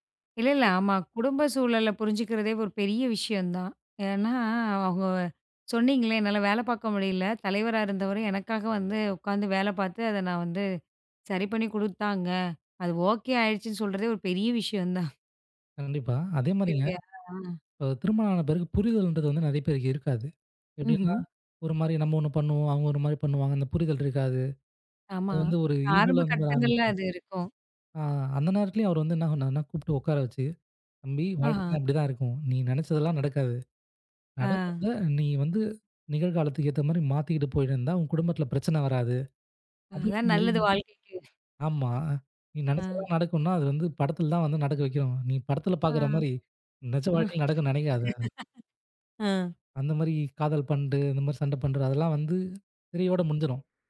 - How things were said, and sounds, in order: in English: "ஓகே"; chuckle; other noise; in English: "ஈகோல"; unintelligible speech; laugh
- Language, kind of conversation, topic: Tamil, podcast, சிக்கலில் இருந்து உங்களை காப்பாற்றிய ஒருவரைப் பற்றி சொல்ல முடியுமா?